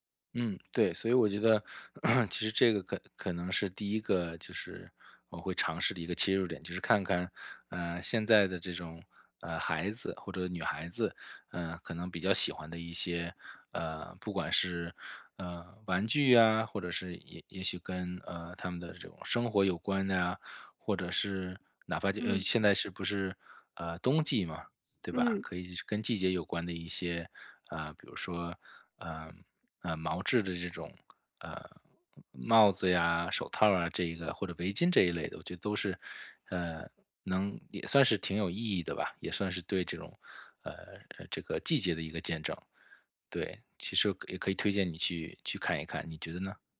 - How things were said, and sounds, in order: throat clearing
- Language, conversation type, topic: Chinese, advice, 我该如何为别人挑选合适的礼物？